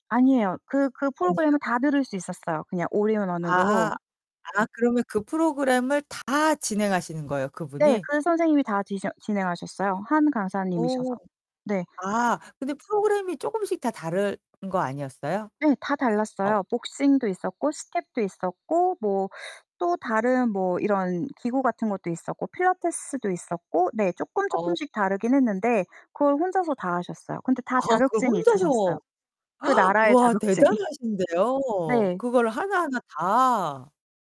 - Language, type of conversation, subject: Korean, podcast, 취미 활동을 하면서 만나게 된 사람들에 대한 이야기를 들려주실래요?
- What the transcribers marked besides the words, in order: distorted speech; other background noise; static; tapping; laughing while speaking: "아"; gasp; laughing while speaking: "자격증이"